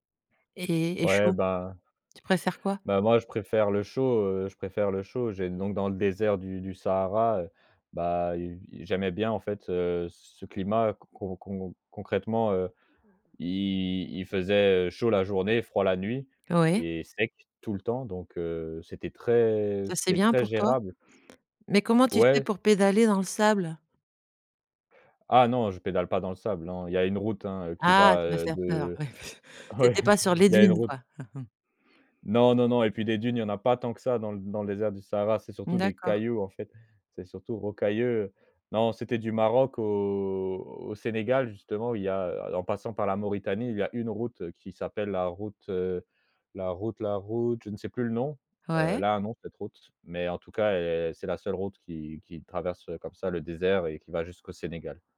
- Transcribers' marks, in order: other background noise; laughing while speaking: "Ouais"; laughing while speaking: "ouais"; chuckle; stressed: "cailloux"; drawn out: "au"
- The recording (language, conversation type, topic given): French, podcast, Comment les saisons t’ont-elles appris à vivre autrement ?
- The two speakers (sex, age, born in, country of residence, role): female, 50-54, France, France, host; male, 25-29, France, France, guest